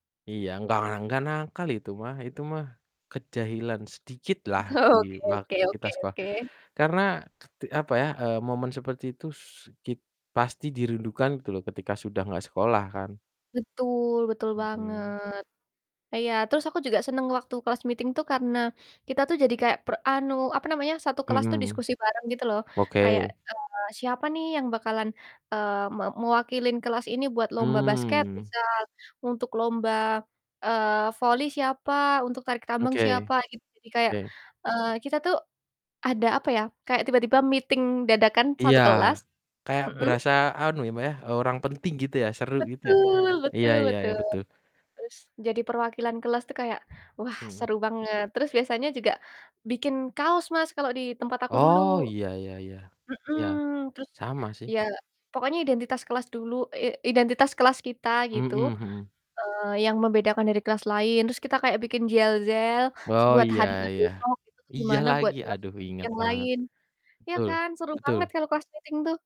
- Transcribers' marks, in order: static; laughing while speaking: "Oke"; in English: "class meeting"; distorted speech; in English: "meeting"; tapping; other background noise; "yel-yel" said as "jel zel"; in English: "class meeting"
- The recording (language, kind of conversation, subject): Indonesian, unstructured, Kegiatan apa di sekolah yang paling kamu tunggu-tunggu?